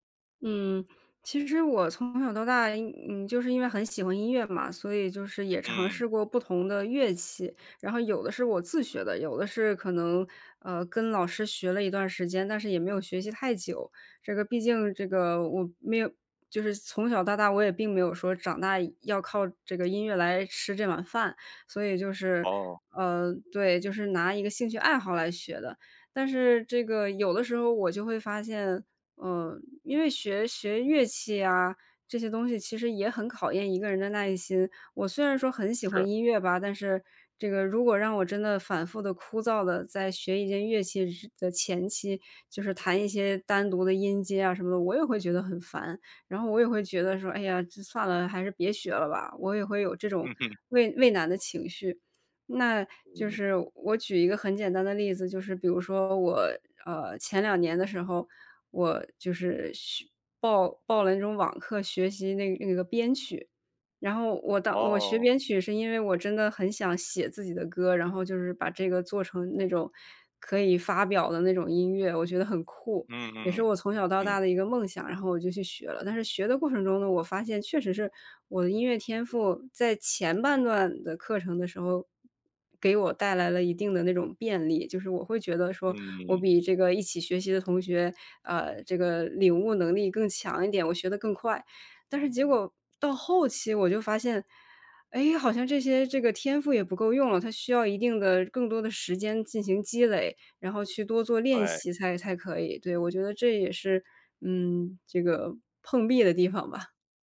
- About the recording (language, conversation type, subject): Chinese, podcast, 你对音乐的热爱是从哪里开始的？
- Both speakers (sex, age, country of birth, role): female, 30-34, China, guest; male, 40-44, China, host
- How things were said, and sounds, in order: other background noise